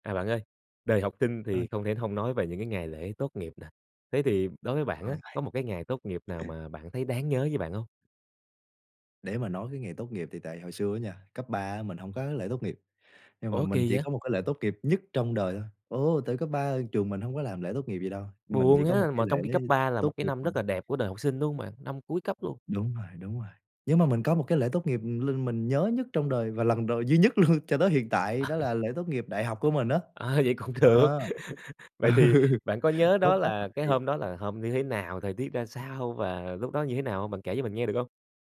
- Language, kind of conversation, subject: Vietnamese, podcast, Bạn có thể kể về một ngày tốt nghiệp đáng nhớ của mình không?
- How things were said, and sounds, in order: other noise; other background noise; laugh; laughing while speaking: "luôn"; laughing while speaking: "cũng được"; laugh; laughing while speaking: "Ừ"